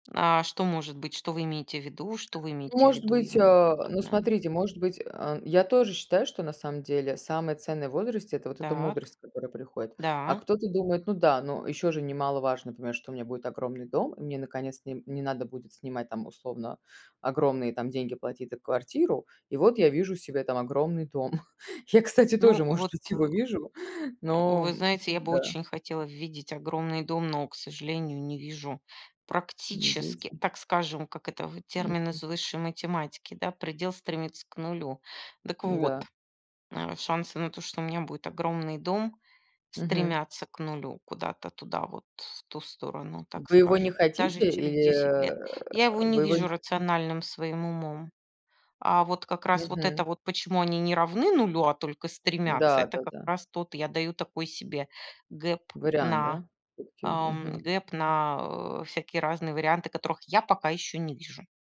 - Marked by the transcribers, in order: tapping; laughing while speaking: "Я, кстати, тоже, может быть, его вижу"; grunt
- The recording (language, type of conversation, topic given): Russian, unstructured, Как ты видишь свою жизнь через десять лет?